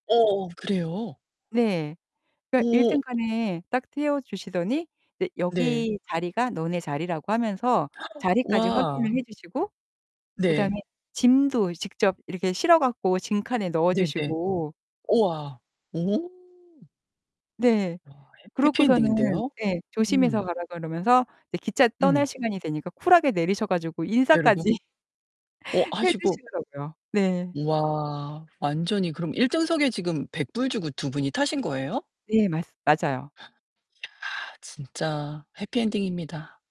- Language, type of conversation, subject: Korean, podcast, 여행 중에 누군가에게 도움을 받거나 도움을 준 적이 있으신가요?
- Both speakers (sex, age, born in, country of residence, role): female, 50-54, South Korea, United States, host; female, 55-59, South Korea, United States, guest
- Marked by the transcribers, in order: other background noise; gasp; laugh; tapping